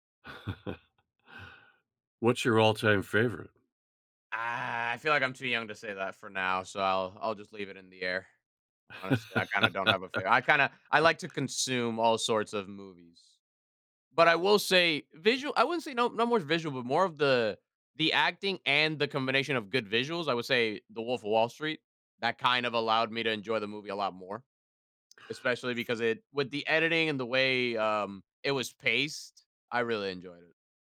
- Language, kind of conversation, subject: English, unstructured, How should I weigh visual effects versus storytelling and acting?
- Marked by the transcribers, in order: laugh; laugh; other background noise